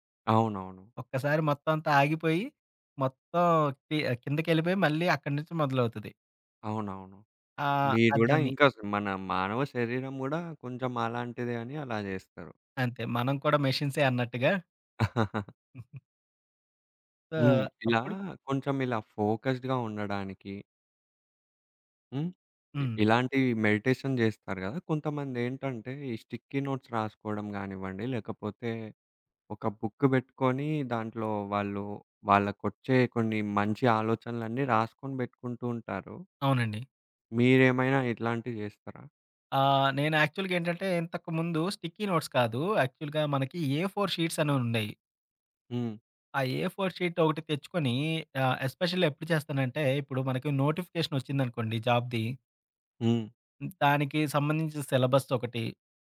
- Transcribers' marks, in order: in English: "మెషిన్స్"; chuckle; giggle; in English: "ఫోకస్డ్‌గా"; in English: "మెడిటేషన్"; in English: "స్టిక్కీ నోట్స్"; in English: "యాక్చువల్‌గా"; in English: "స్టిక్కీ నోట్స్"; in English: "యాక్చువల్‌గా"; in English: "ఎస్పెషల్లీ"; in English: "జాబ్‌ది"
- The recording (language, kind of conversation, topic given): Telugu, podcast, ఫ్లోలోకి మీరు సాధారణంగా ఎలా చేరుకుంటారు?